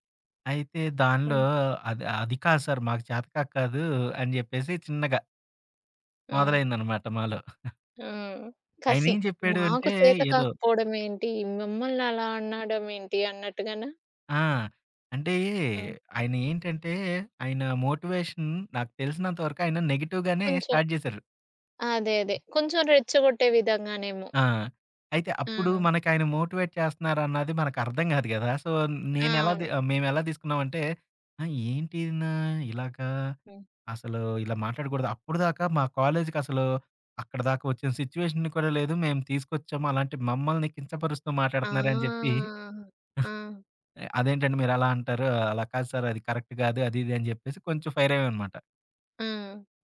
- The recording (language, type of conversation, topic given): Telugu, podcast, మీరు మీ టీమ్‌లో విశ్వాసాన్ని ఎలా పెంచుతారు?
- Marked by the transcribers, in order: chuckle; other background noise; in English: "మోటివేషన్"; in English: "నెగెటివ్‌గానే స్టార్ట్"; tapping; in English: "మోటివేట్"; in English: "సో"; in English: "సిట్యుయేషన్"; giggle; drawn out: "ఆ!"; in English: "కరెక్ట్"; in English: "ఫైర్"